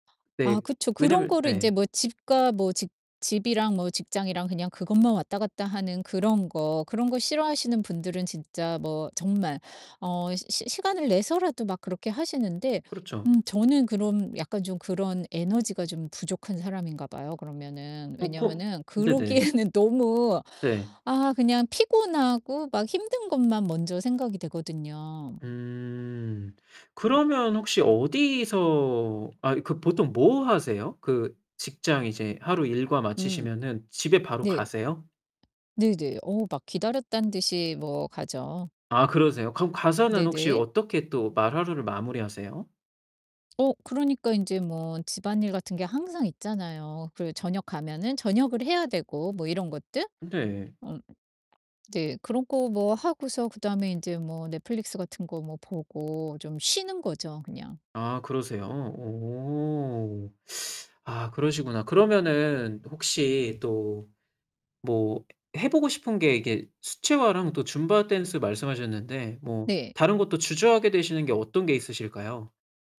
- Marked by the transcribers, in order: distorted speech; other background noise; laughing while speaking: "그러기에는"; tapping
- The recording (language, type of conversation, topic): Korean, advice, 여가 시간 없이 매일 바쁘게만 지내는 상황을 어떻게 느끼시나요?